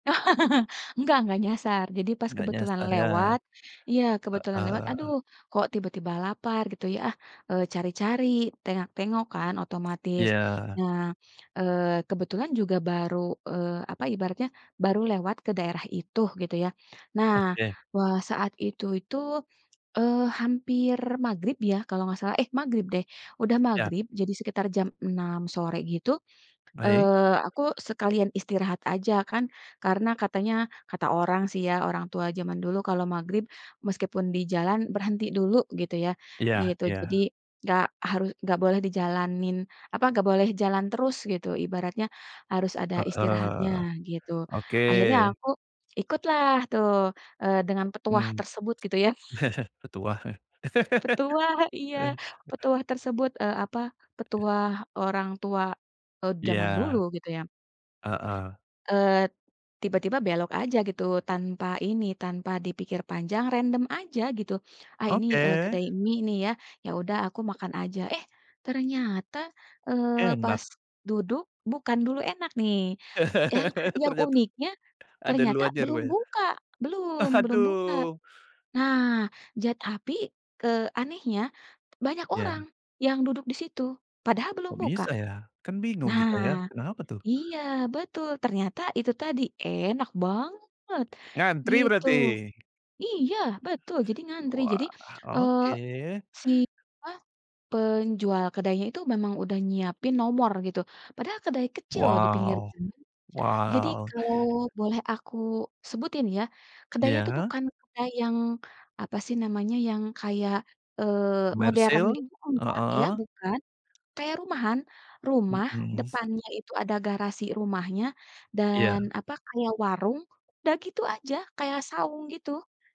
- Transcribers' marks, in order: laugh; other background noise; tapping; chuckle; laugh; laugh
- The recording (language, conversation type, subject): Indonesian, podcast, Bagaimana biasanya kamu menemukan tempat-tempat tersembunyi saat jalan-jalan di kota?